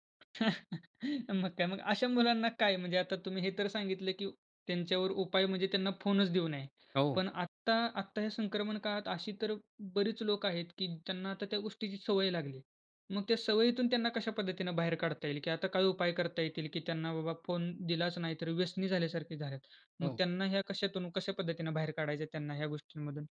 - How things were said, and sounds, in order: chuckle
- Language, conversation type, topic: Marathi, podcast, स्क्रीन टाइम कमी करण्यासाठी कोणते सोपे उपाय करता येतील?